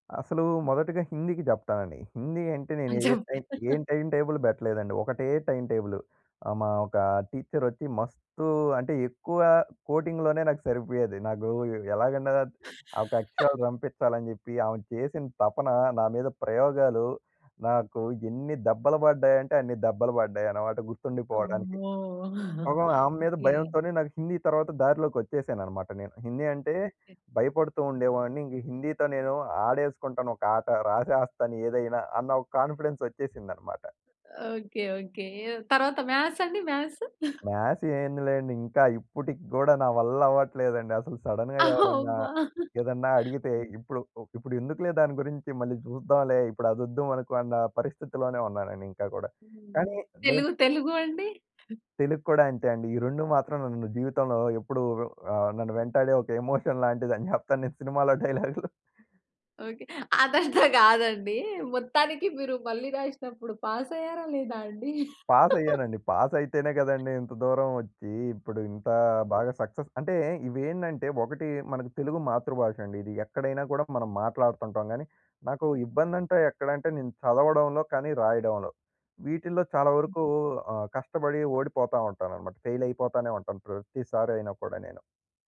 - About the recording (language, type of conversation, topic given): Telugu, podcast, పరీక్షలో పరాజయం మీకు ఎలా మార్గదర్శకమైంది?
- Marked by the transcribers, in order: laughing while speaking: "ఆ! చెప్పండి"; in English: "టైమ్ టేబుల్"; in English: "టైమ్ టేబుల్"; in English: "కోటింగ్‌లోనే"; other noise; chuckle; in English: "కాన్ఫిడెన్స్"; chuckle; in English: "సడెన్‌గా"; laughing while speaking: "అమ్మా! హ్మ్"; in English: "ఎమోషన్"; laughing while speaking: "జెప్తాను నేను సినిమాలో డైలాగ్‌లు"; laughing while speaking: "అదంతా కాదండి"; in English: "పాస్"; in English: "పాస్"; giggle; in English: "పాస్"; in English: "సక్సెస్"; in English: "ఫెయిల్"